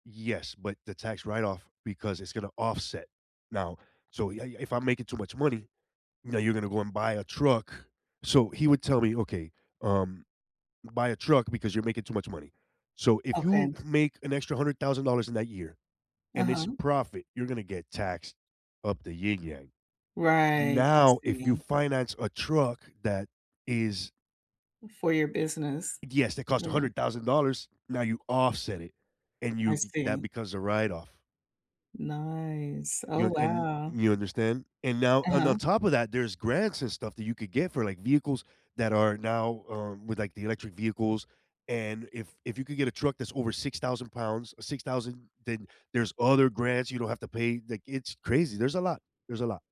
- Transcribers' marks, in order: tapping; other background noise; drawn out: "Nice"
- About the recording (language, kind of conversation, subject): English, unstructured, What’s your strategy for asking for more responsibility?
- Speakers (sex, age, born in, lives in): female, 45-49, United States, United States; male, 40-44, Dominican Republic, United States